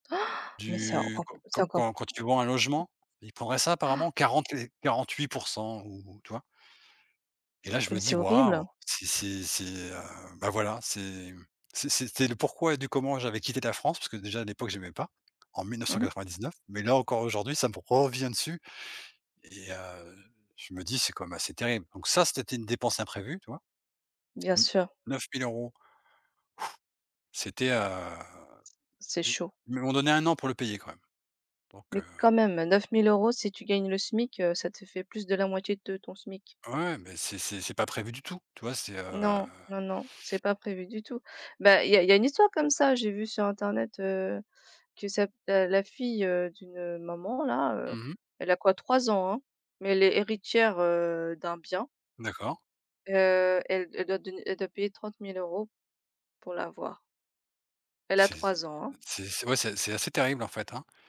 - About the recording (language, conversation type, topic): French, unstructured, Comment réagis-tu face à une dépense imprévue ?
- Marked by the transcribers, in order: gasp; other background noise; gasp; stressed: "ça"; blowing; tapping